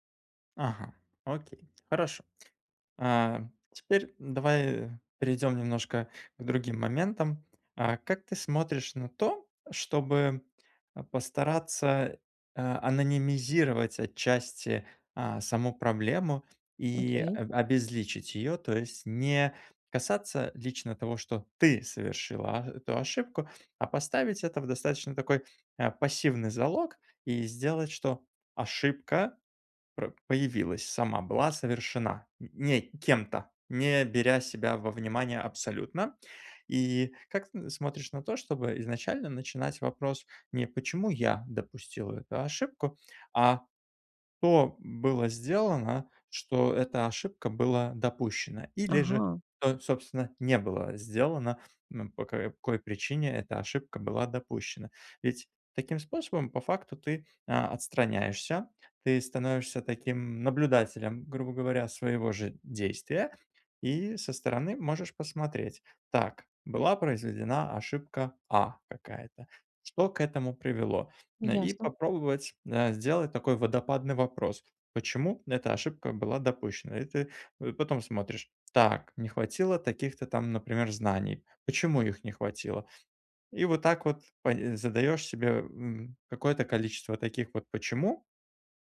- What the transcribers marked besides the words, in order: none
- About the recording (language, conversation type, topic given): Russian, advice, Как научиться принимать ошибки как часть прогресса и продолжать двигаться вперёд?